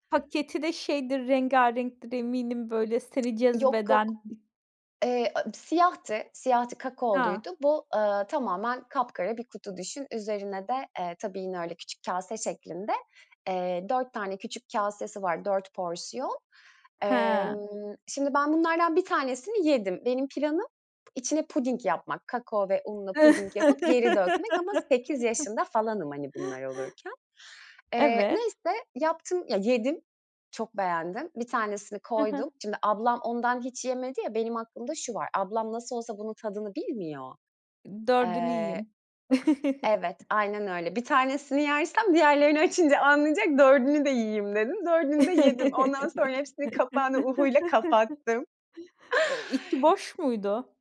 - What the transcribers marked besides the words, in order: tsk; other background noise; laugh; other noise; chuckle; chuckle
- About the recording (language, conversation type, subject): Turkish, podcast, Kardeşliğinizle ilgili unutamadığınız bir anıyı paylaşır mısınız?